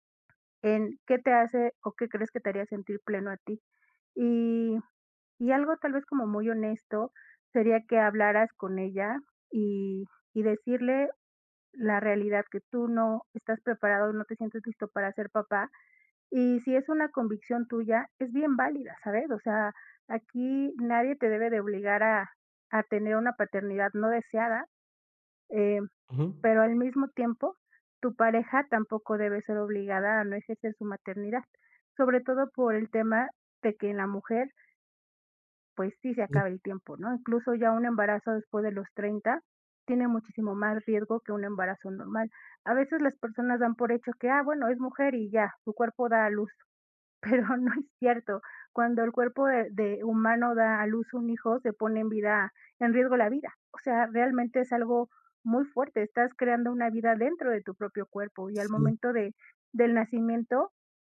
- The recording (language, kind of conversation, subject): Spanish, advice, ¿Cómo podemos gestionar nuestras diferencias sobre los planes a futuro?
- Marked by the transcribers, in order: other background noise; laughing while speaking: "Pero no es cierto"